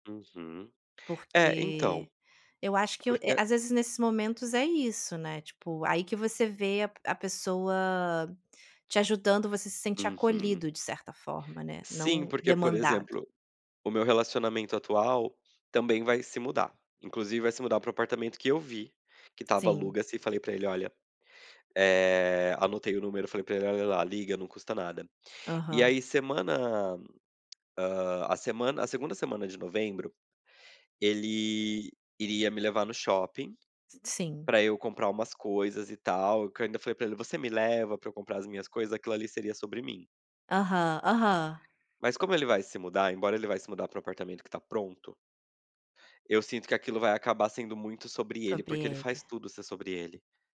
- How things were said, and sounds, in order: tapping; other background noise
- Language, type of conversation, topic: Portuguese, advice, Como posso entender por que estou me sentindo desconectado(a) dos meus próprios valores e da minha identidade?